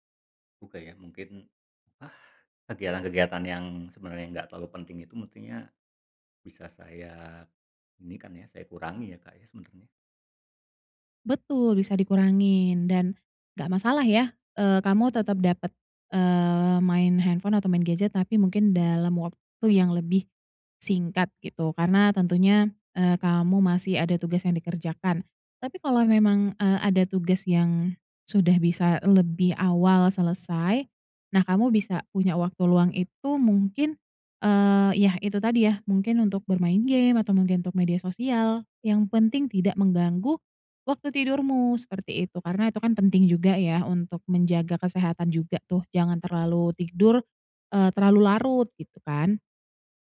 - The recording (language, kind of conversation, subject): Indonesian, advice, Mengapa kamu sering meremehkan waktu yang dibutuhkan untuk menyelesaikan suatu tugas?
- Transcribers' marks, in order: none